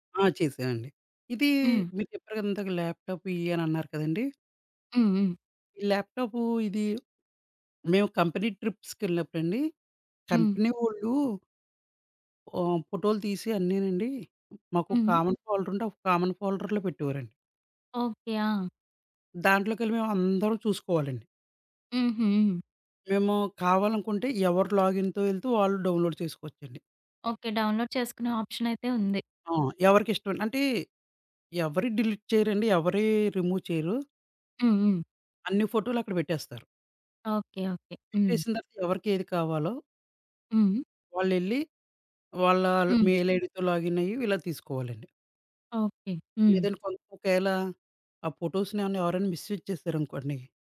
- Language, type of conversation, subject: Telugu, podcast, ప్లేలిస్టుకు పేరు పెట్టేటప్పుడు మీరు ఏ పద్ధతిని అనుసరిస్తారు?
- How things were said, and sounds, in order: tapping; in English: "కంపెనీ"; in English: "కంపెనీ"; other background noise; in English: "కామన్"; in English: "కామన్ ఫోల్డర్‌లో"; in English: "లాగిన్‌తో"; in English: "డౌన్‌లోడ్"; in English: "డౌన్‌లోడ్"; in English: "ఆప్షన్"; in English: "డిలీట్"; in English: "రిమూవ్"; in English: "మెయిల్ ఐడీతో లాగిన్"; in English: "ఫోటోస్‌ని"; in English: "మిస్ యూజ్"